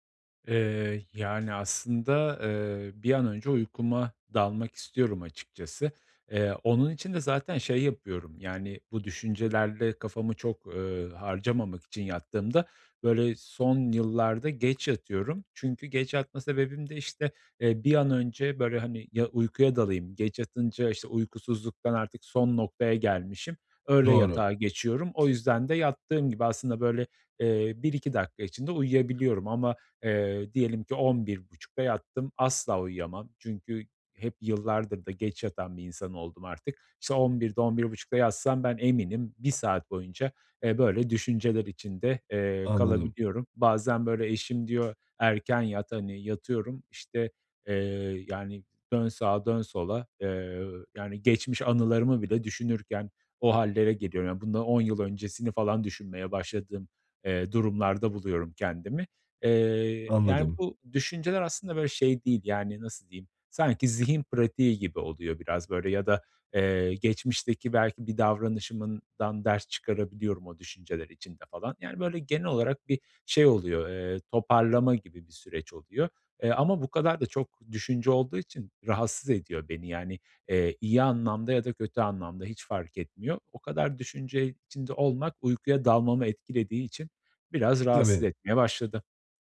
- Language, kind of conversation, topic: Turkish, advice, Uyumadan önce zihnimi sakinleştirmek için hangi basit teknikleri deneyebilirim?
- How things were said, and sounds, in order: other background noise; "davranışımdan" said as "davranışımından"